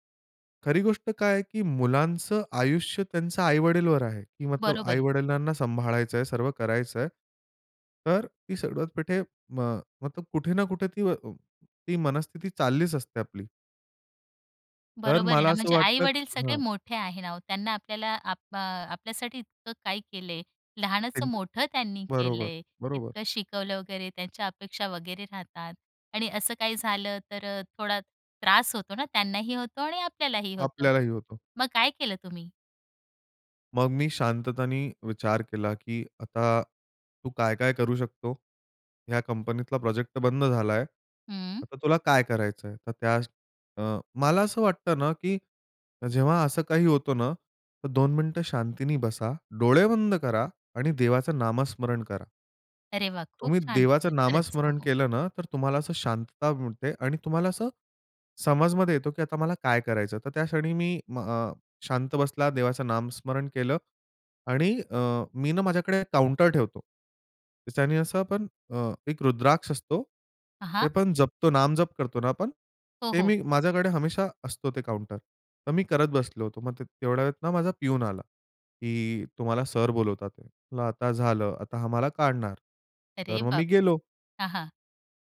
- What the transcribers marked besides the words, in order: tapping; other noise; "शांततेने" said as "शांततानी"
- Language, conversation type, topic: Marathi, podcast, एखाद्या मोठ्या अपयशामुळे तुमच्यात कोणते बदल झाले?